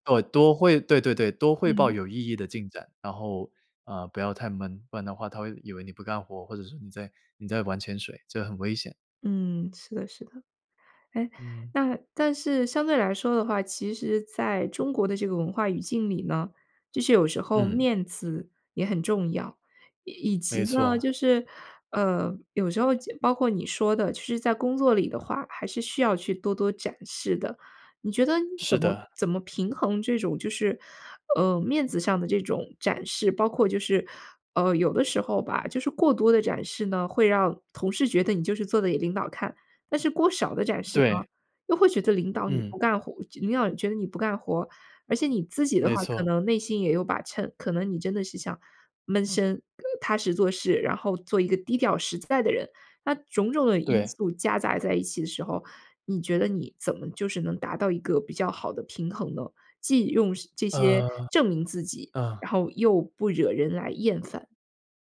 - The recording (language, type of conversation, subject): Chinese, podcast, 怎样用行动证明自己的改变？
- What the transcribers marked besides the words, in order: other noise; background speech